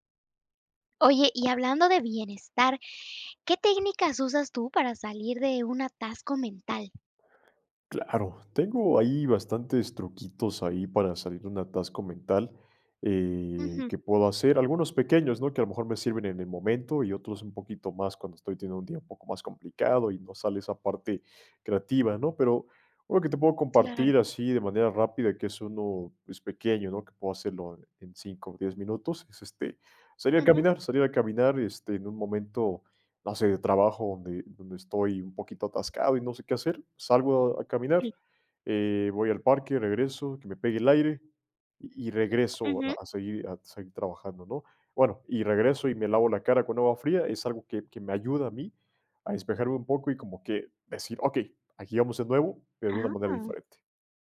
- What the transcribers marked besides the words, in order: other background noise; tapping
- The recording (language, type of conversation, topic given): Spanish, podcast, ¿Qué técnicas usas para salir de un bloqueo mental?